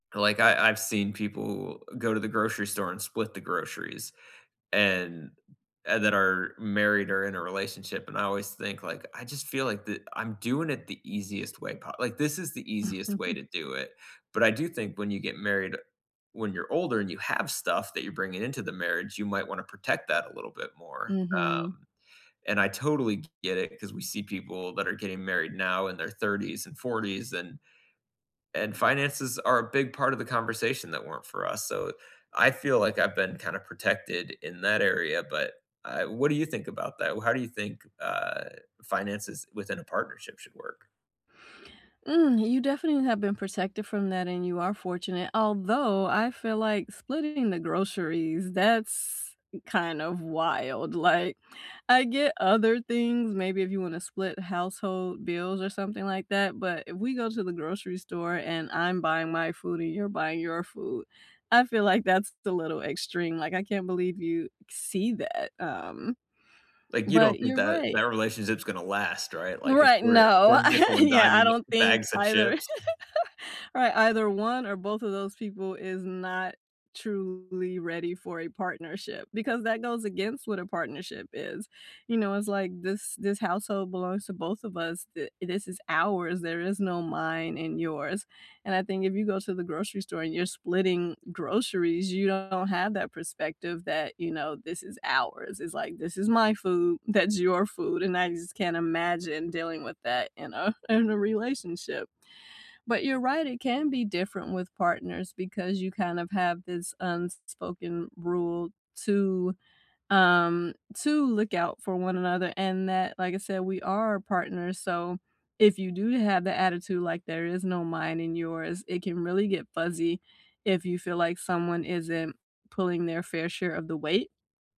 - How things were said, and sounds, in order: chuckle; other background noise; stressed: "although"; stressed: "see"; laugh
- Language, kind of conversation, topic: English, unstructured, How can you talk about money or splitting costs with friends or partners without making things awkward?
- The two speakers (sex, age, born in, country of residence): female, 45-49, United States, United States; male, 35-39, United States, United States